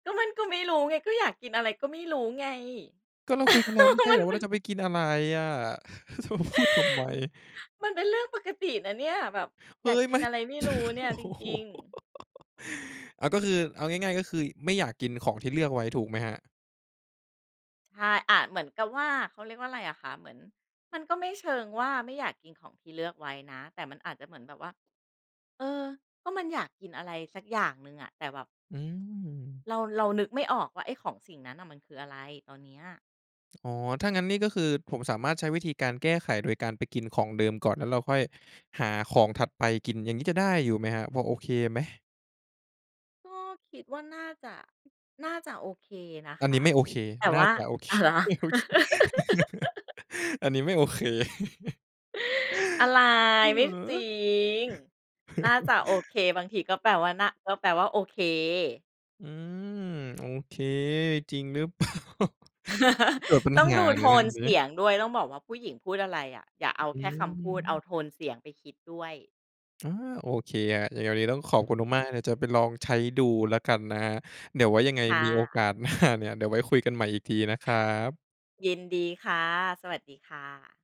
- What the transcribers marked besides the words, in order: laugh; inhale; laughing while speaking: "จะพูดทำไม ?"; chuckle; laughing while speaking: "โอ้โฮ"; giggle; tapping; laughing while speaking: "อ้าว เหรอ ?"; giggle; laughing while speaking: "โอเค โอเค อันนี้ไม่โอเค"; chuckle; chuckle; laughing while speaking: "เปล่า ?"; laugh; laughing while speaking: "หน้า"
- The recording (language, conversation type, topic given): Thai, podcast, คุณแยกความหิวกับความอยากกินยังไง?